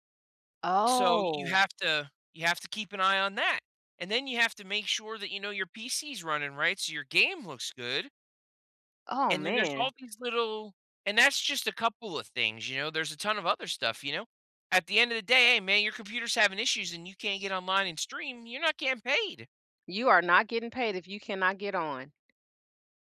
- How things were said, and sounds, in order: none
- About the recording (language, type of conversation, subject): English, unstructured, What hobby would help me smile more often?